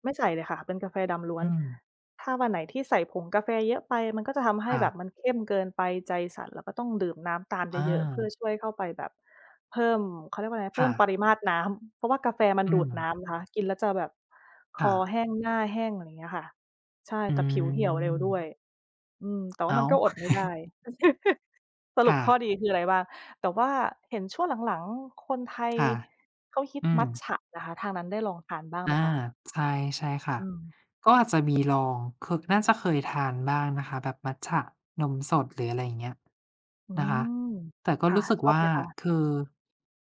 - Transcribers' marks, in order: tapping; chuckle; giggle
- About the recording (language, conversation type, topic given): Thai, unstructured, คุณเริ่มต้นวันใหม่ด้วยกิจวัตรอะไรบ้าง?
- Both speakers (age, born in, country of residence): 30-34, Thailand, United States; 60-64, Thailand, Thailand